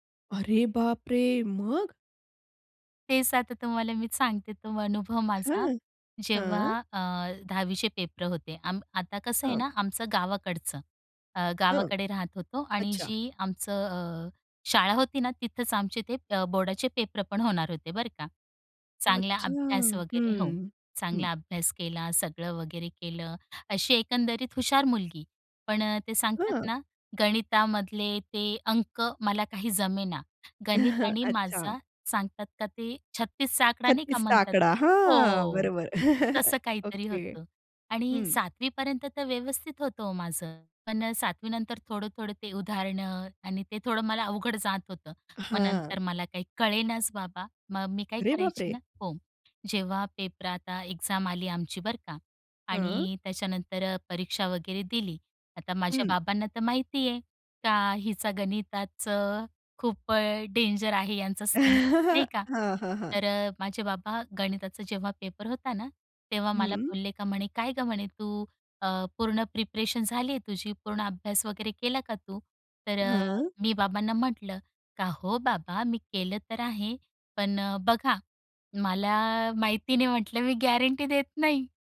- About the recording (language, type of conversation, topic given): Marathi, podcast, कोणत्या अपयशानंतर तुम्ही पुन्हा उभे राहिलात आणि ते कसे शक्य झाले?
- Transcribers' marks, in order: surprised: "अरे बाप रे. मग?"; tapping; chuckle; chuckle; other background noise; in English: "एक्झाम"; laugh; laughing while speaking: "म्हटलं मी गॅरंटी देत नाही"; in English: "गॅरंटी"